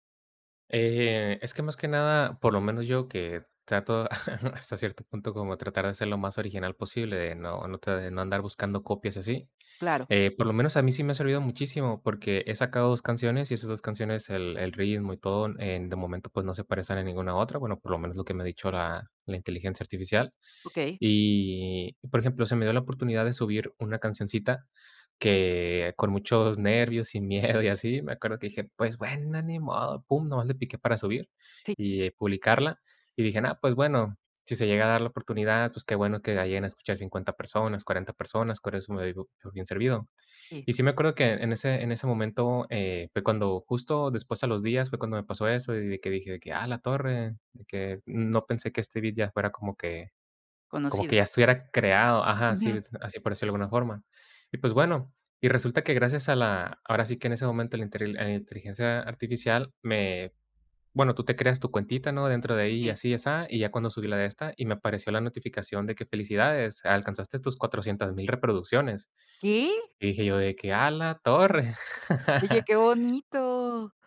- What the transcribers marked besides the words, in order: chuckle; laughing while speaking: "miedo"; chuckle
- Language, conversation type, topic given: Spanish, podcast, ¿Qué haces cuando te bloqueas creativamente?